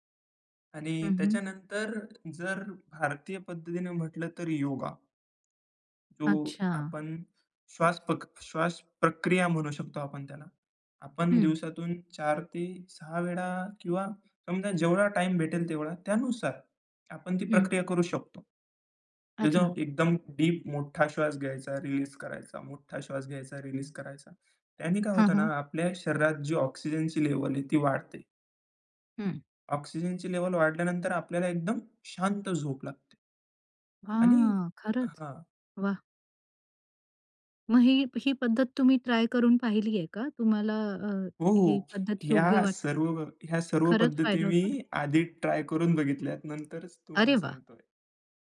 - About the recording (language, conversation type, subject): Marathi, podcast, चांगली झोप मिळावी म्हणून तुम्ही काय करता?
- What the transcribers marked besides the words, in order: in English: "टाईम"; in English: "रिलीज"; other background noise; in English: "ऑक्सिजनची लेव्हल"; in English: "ऑक्सिजनची लेव्हल"; in English: "ट्राय"; in English: "ट्राय"